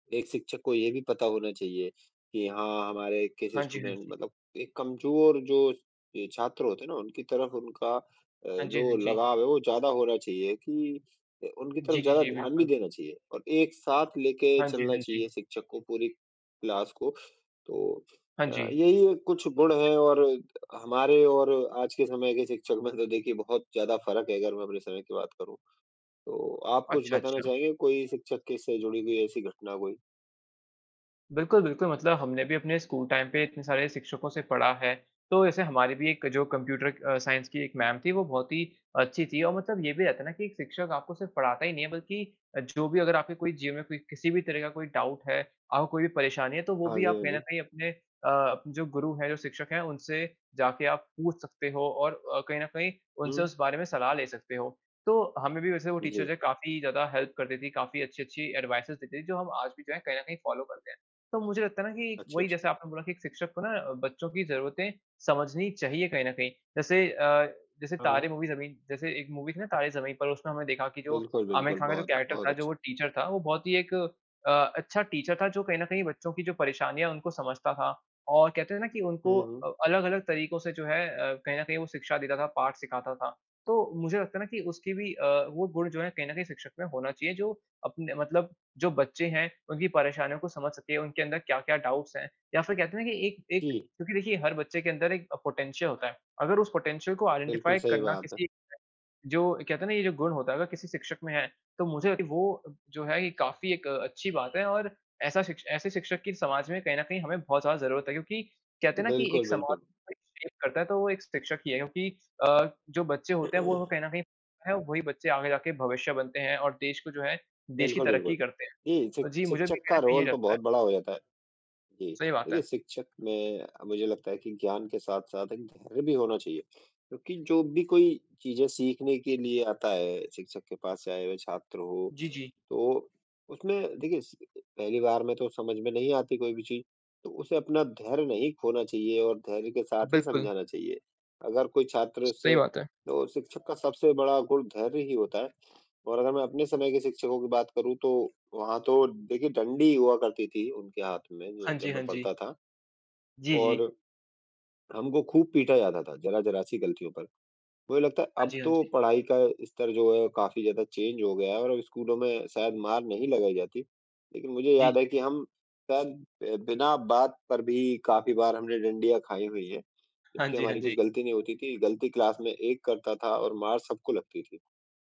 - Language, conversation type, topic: Hindi, unstructured, आपके अनुसार एक अच्छे शिक्षक में कौन-कौन से गुण होने चाहिए?
- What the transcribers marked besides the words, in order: in English: "स्टूडेंट"; in English: "क्लास"; tapping; in English: "टाइम"; in English: "साइंस"; in English: "डाउट"; in English: "टीचर"; in English: "हेल्प"; in English: "एडवाइसेस"; in English: "फॉलो"; in English: "मूवी"; in English: "मूवी"; in English: "कैरेक्टर"; in English: "टीचर"; in English: "टीचर"; in English: "डाउट्स"; in English: "पोटेंशियल"; in English: "पोटेंशियल"; in English: "आइडेंटिफाई"; in English: "चेंज"; throat clearing; in English: "रोल"; sniff; sniff; in English: "चेंज"; in English: "क्लास"